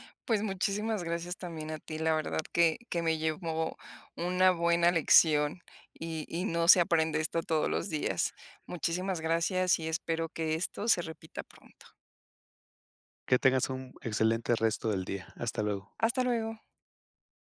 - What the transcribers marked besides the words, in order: other background noise
- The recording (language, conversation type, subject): Spanish, podcast, ¿Qué pequeño placer cotidiano te alegra el día?